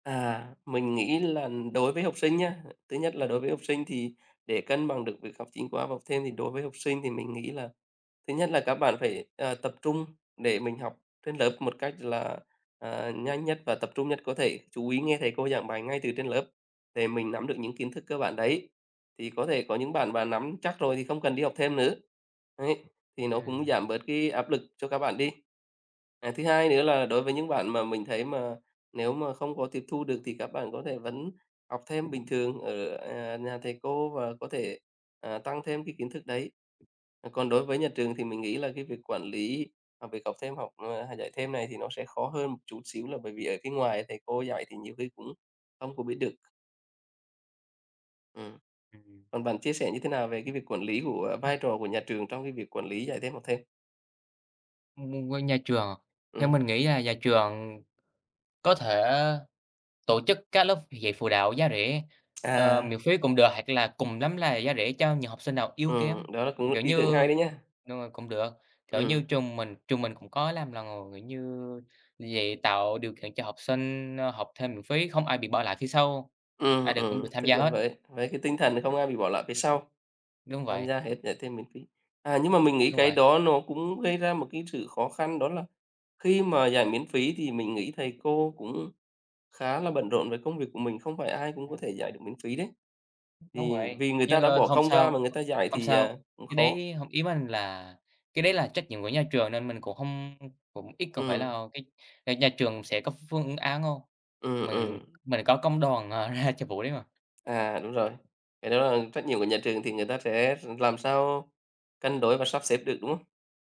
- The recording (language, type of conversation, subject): Vietnamese, unstructured, Bạn có nghĩ việc dạy thêm đang lợi dụng học sinh và phụ huynh không?
- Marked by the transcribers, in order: other background noise; unintelligible speech; tapping; laughing while speaking: "ờ"